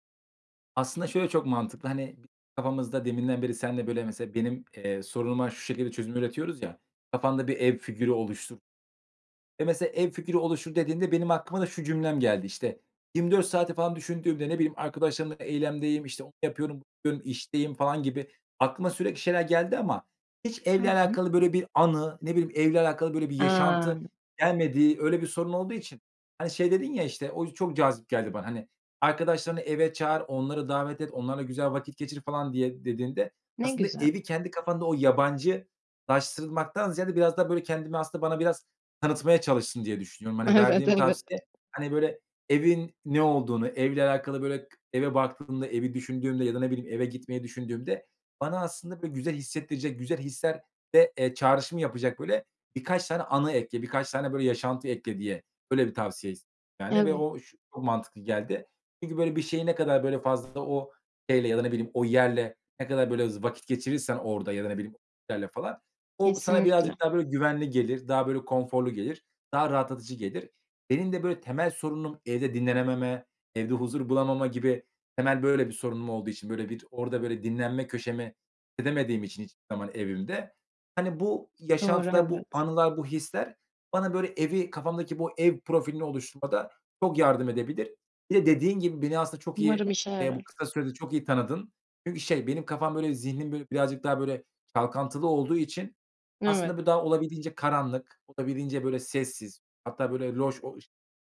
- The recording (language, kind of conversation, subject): Turkish, advice, Evde dinlenmek ve rahatlamakta neden zorlanıyorum, ne yapabilirim?
- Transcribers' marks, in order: unintelligible speech; other background noise; laughing while speaking: "Evet, evet"; tapping; unintelligible speech